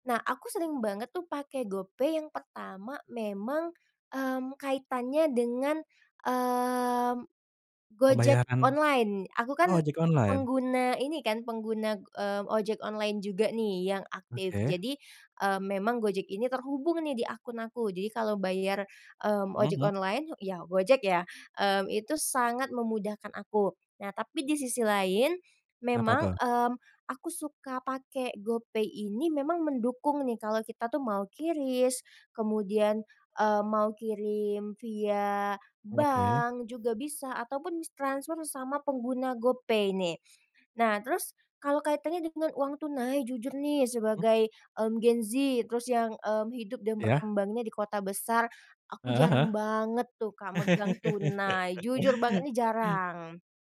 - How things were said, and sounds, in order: laugh
- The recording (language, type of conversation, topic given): Indonesian, podcast, Apa pendapatmu soal dompet digital dibandingkan uang tunai?